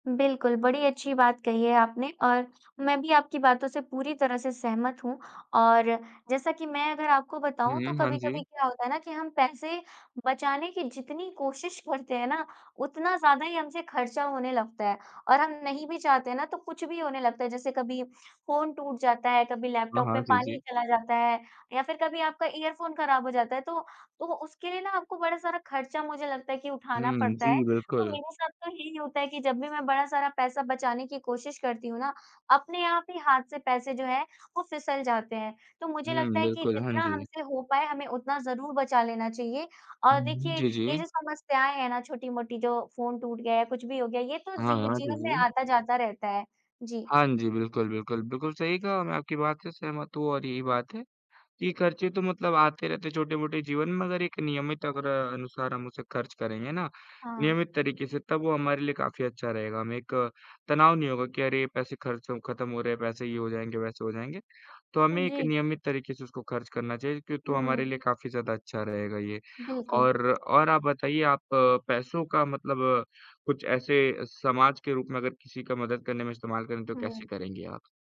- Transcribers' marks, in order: in English: "इयरफ़ोन"; laughing while speaking: "यही होता"
- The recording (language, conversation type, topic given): Hindi, unstructured, अगर आपको अचानक बहुत सारे पैसे मिल जाएँ, तो आप सबसे पहले क्या करेंगे?